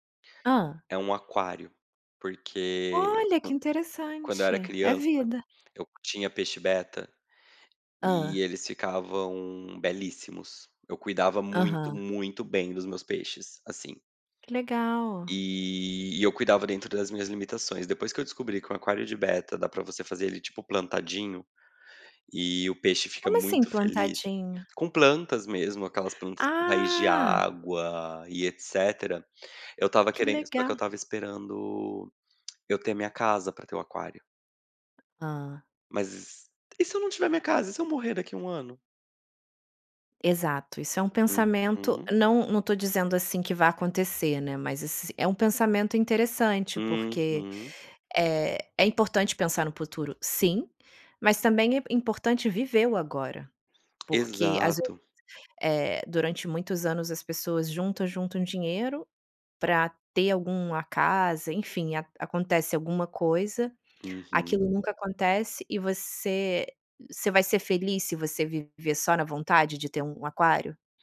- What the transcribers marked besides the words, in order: "futuro" said as "puturo"; tapping
- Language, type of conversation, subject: Portuguese, advice, Devo comprar uma casa própria ou continuar morando de aluguel?